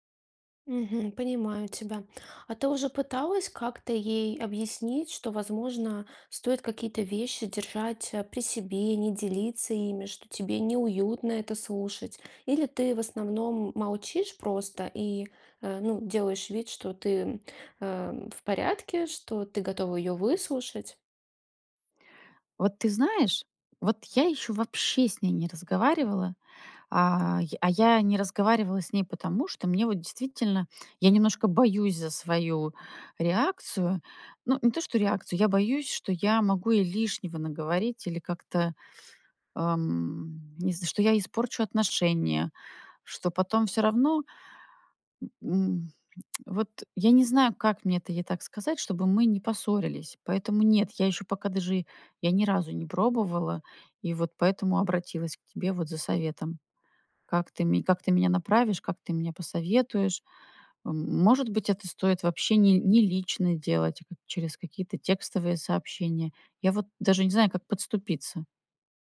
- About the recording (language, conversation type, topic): Russian, advice, Как мне правильно дистанцироваться от токсичного друга?
- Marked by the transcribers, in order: lip smack